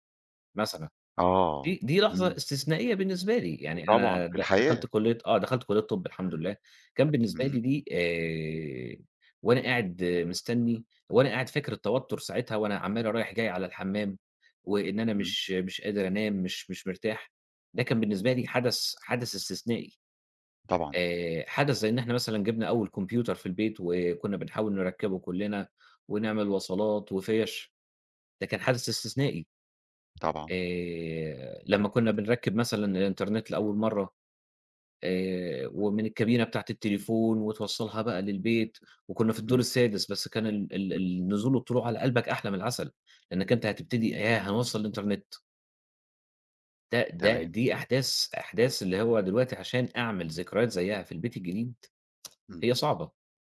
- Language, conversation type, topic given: Arabic, podcast, ايه العادات الصغيرة اللي بتعملوها وبتخلي البيت دافي؟
- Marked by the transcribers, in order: tapping; tsk